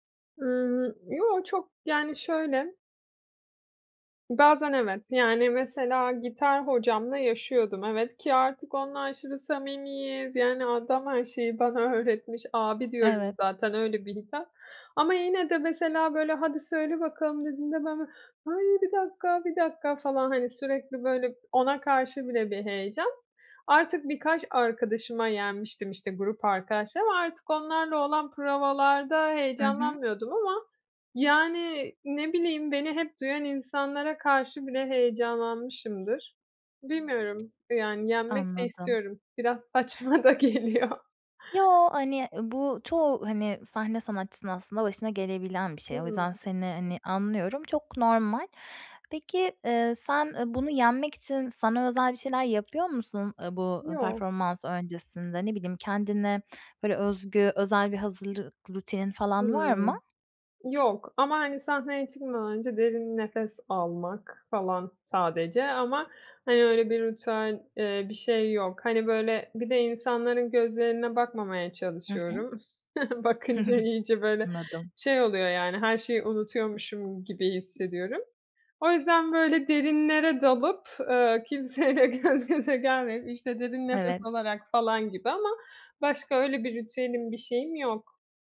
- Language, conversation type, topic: Turkish, advice, Sahneye çıkarken aşırı heyecan ve kaygıyı nasıl daha iyi yönetebilirim?
- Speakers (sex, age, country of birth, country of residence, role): female, 30-34, Turkey, Italy, user; female, 30-34, Turkey, Spain, advisor
- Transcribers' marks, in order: laughing while speaking: "bana öğretmiş"; unintelligible speech; put-on voice: "Ay, bir dakika, bir dakika!"; other background noise; laughing while speaking: "saçma da geliyor"; chuckle; laughing while speaking: "Bakınca iyice, böyle"; giggle; laughing while speaking: "kimseyle gözgöze gelmeyip"